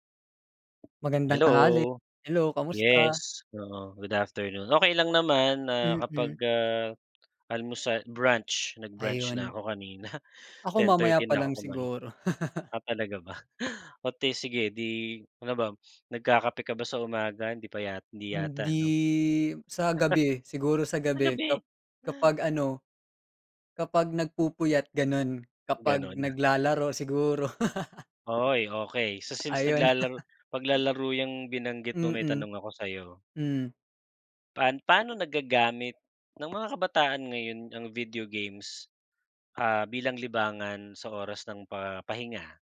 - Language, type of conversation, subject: Filipino, unstructured, Paano ginagamit ng mga kabataan ang larong bidyo bilang libangan sa kanilang oras ng pahinga?
- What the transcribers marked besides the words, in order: other background noise; chuckle; laugh; chuckle; laugh; tapping; laugh